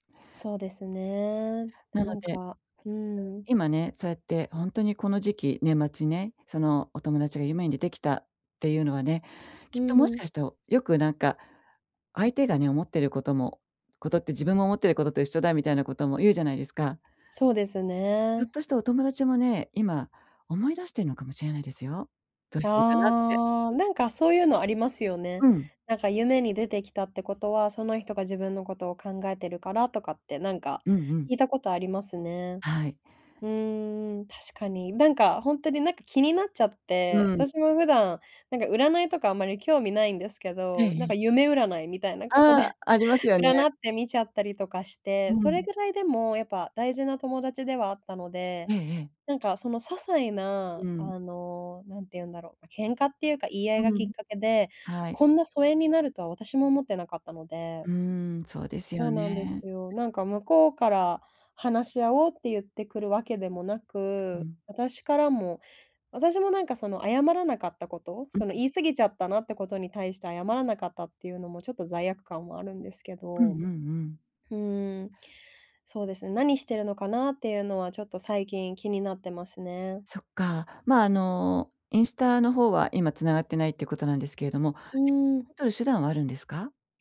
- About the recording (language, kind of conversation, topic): Japanese, advice, 疎遠になった友人ともう一度仲良くなるにはどうすればよいですか？
- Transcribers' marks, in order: other background noise; laughing while speaking: "みたいなことで"; unintelligible speech